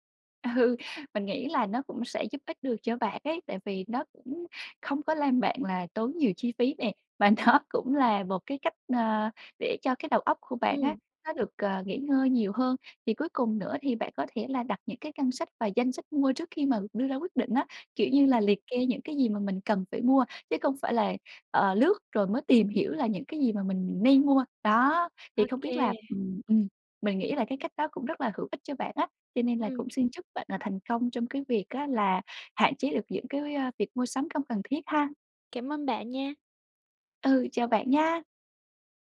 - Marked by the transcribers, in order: laughing while speaking: "Ừ"; laughing while speaking: "nó"
- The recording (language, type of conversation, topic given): Vietnamese, advice, Làm sao để hạn chế mua sắm những thứ mình không cần mỗi tháng?